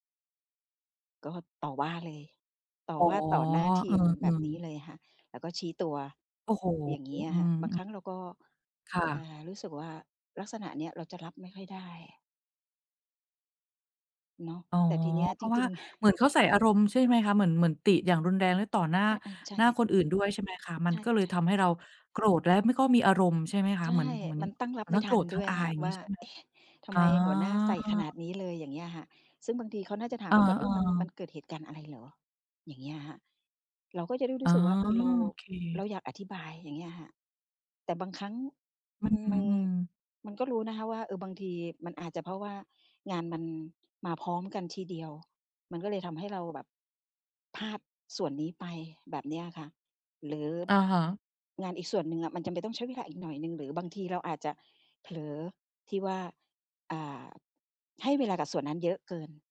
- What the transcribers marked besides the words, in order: chuckle; other background noise
- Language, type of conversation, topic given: Thai, advice, ฉันควรรับฟังคำติชมอย่างไรโดยไม่ตั้งรับหรือโต้แย้ง?